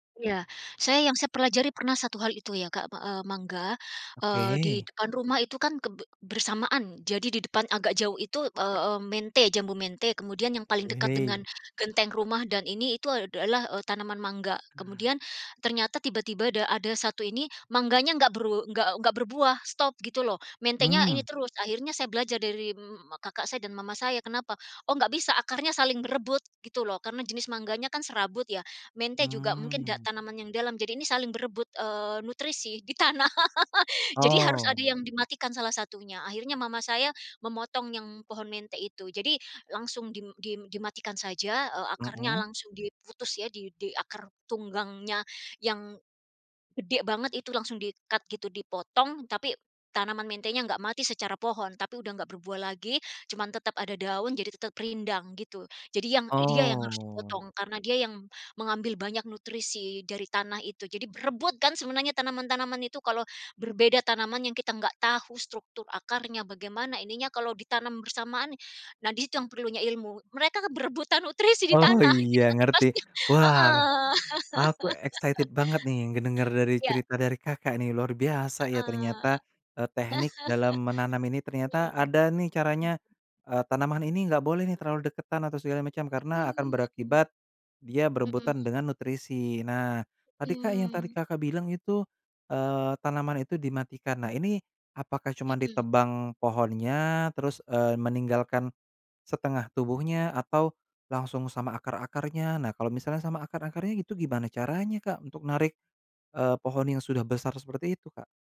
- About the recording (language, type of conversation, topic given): Indonesian, podcast, Kenapa kamu tertarik mulai berkebun, dan bagaimana caranya?
- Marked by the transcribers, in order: laugh; in English: "di-cut"; in English: "excited"; laugh; laugh